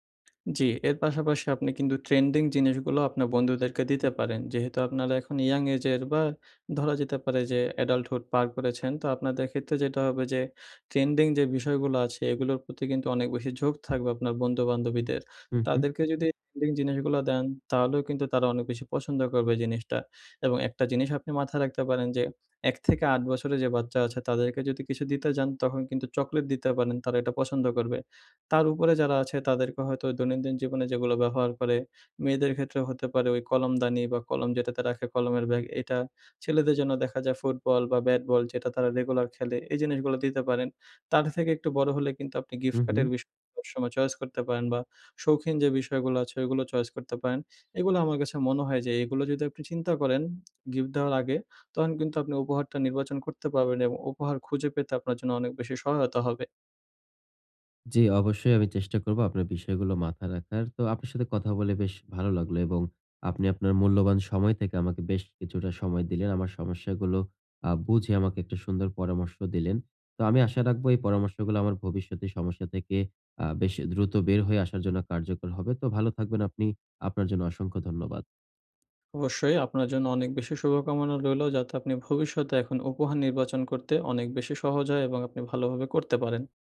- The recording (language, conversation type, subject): Bengali, advice, উপহার নির্বাচন ও আইডিয়া পাওয়া
- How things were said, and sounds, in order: in English: "adulthood"; tapping; lip smack